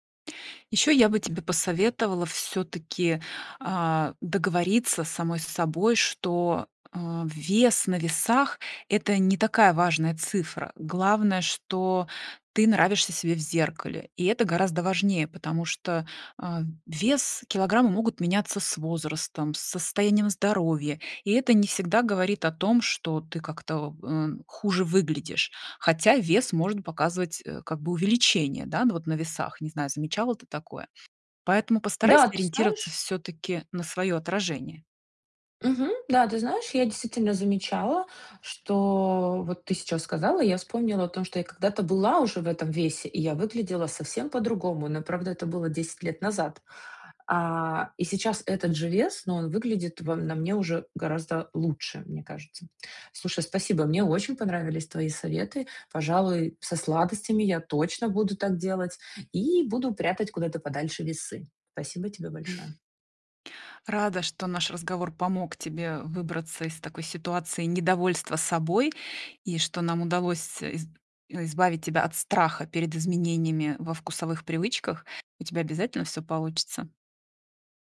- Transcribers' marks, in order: chuckle
- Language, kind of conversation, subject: Russian, advice, Как вы переживаете из-за своего веса и чего именно боитесь при мысли об изменениях в рационе?
- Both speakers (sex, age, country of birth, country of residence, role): female, 35-39, Ukraine, United States, user; female, 40-44, Russia, Mexico, advisor